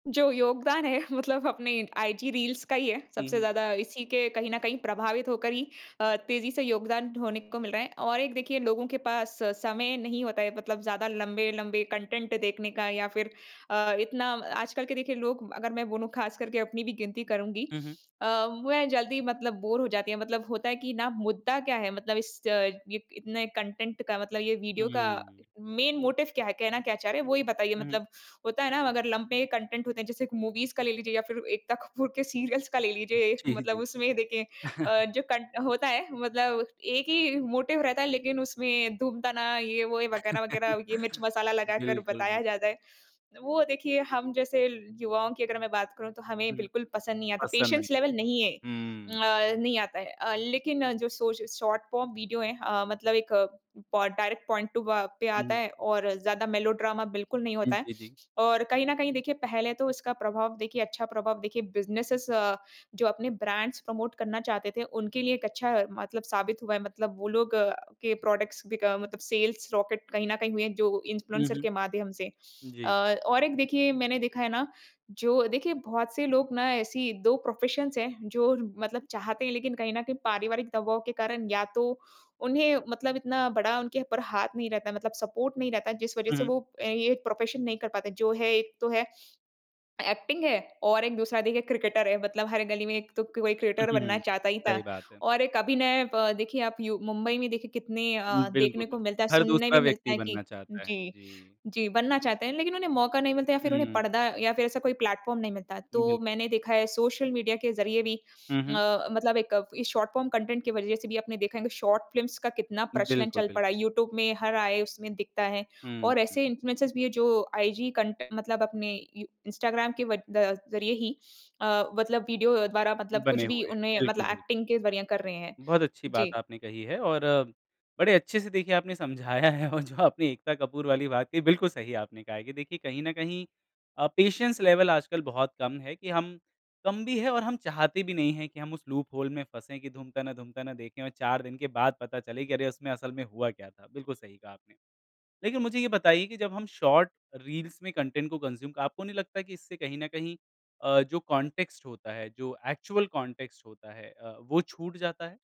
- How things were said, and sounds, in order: laughing while speaking: "है"; in English: "रील्स"; in English: "कंटेंट"; in English: "बोर"; in English: "कंटेंट"; in English: "मेन मोटिव"; in English: "कंटेंट"; in English: "मूवीज़"; laughing while speaking: "एकता कपूर के सीरियल्स का ले लीजिए एक"; in English: "सीरियल्स"; laughing while speaking: "जी"; chuckle; in English: "मोटिव"; laugh; in English: "पेशेंस लेवल"; in English: "श शॉर्ट फॉर्म"; in English: "डायरेक्ट पॉइंट टू"; in English: "मेलोड्रामा"; in English: "बिज़नेसेज़"; in English: "ब्रांड्स प्रमोट"; in English: "प्रोडक्ट्स"; in English: "सेल्स रॉकेट"; in English: "इन्फ्लुएंसर"; in English: "प्रोफेशंस"; in English: "सपोर्ट"; in English: "प्रोफेशन"; in English: "एक्टिंग"; in English: "क्रिकेटर"; in English: "क्रिकेटर"; in English: "प्लेटफॉर्म"; in English: "शॉर्ट फॉर्म कंटेंट"; in English: "शॉर्ट फ़िल्म्स"; in English: "इन्फ्लुएंसर्स"; in English: "एक्टिंग"; laughing while speaking: "समझाया है और जो आपने"; in English: "पेशेंस लेवल"; in English: "लूप होल"; in English: "शॉर्ट रील्स"; in English: "कंटेंट"; in English: "कंज़्यूम"; in English: "कॉन्टेक्स्ट"; in English: "एक्चुअल कॉन्टेक्स्ट"
- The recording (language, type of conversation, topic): Hindi, podcast, छोटे वीडियो का प्रारूप इतनी तेज़ी से लोकप्रिय क्यों हो गया?